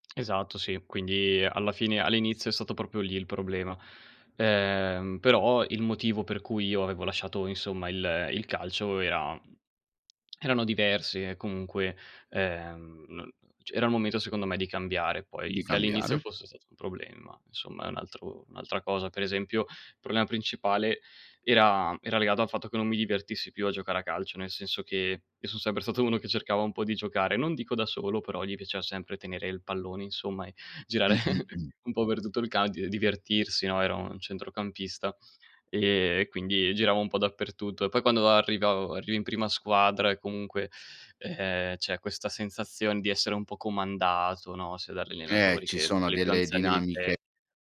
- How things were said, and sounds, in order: other background noise; chuckle
- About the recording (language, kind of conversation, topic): Italian, podcast, Quando ti è capitato che un errore si trasformasse in un’opportunità?
- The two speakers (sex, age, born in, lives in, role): male, 20-24, Italy, Italy, guest; male, 45-49, Italy, Italy, host